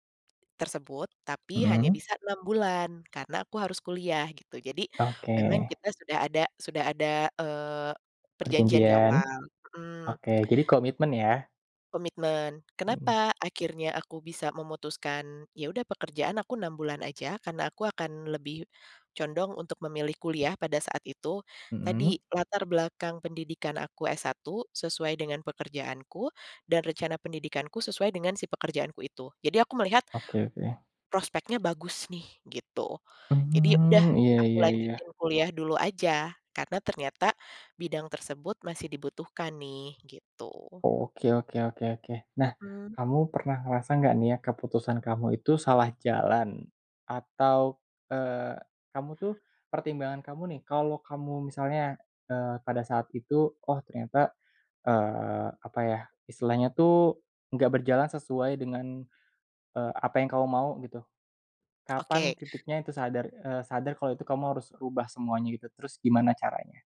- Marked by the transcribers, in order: none
- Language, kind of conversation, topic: Indonesian, podcast, Bagaimana kamu memutuskan untuk melanjutkan sekolah atau langsung bekerja?